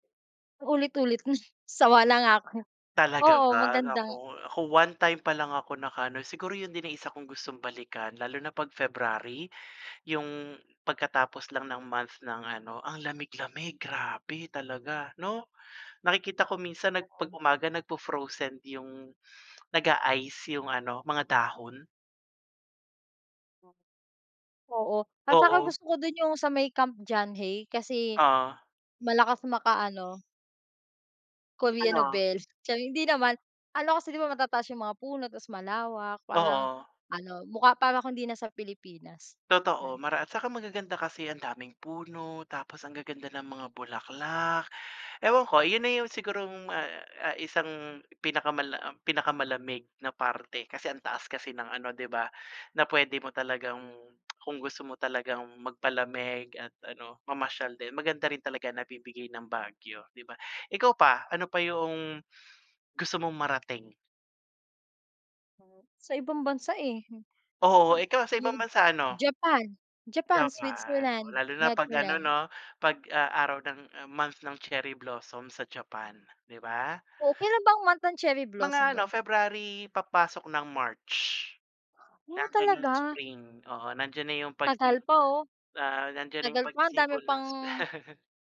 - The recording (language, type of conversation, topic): Filipino, unstructured, Saan ang pinakamasayang lugar na napuntahan mo?
- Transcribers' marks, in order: laughing while speaking: "na"; tsk; chuckle